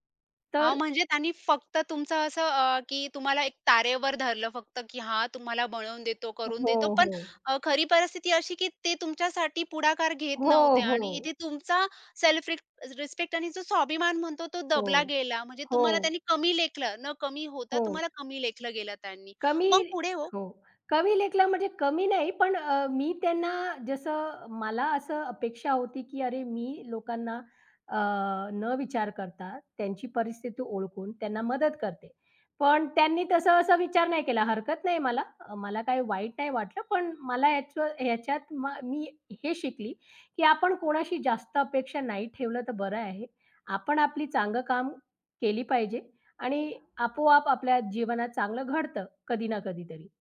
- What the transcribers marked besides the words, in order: other background noise; tapping
- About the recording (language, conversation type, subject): Marathi, podcast, मदत मागताना वाटणारा संकोच आणि अहंभाव कमी कसा करावा?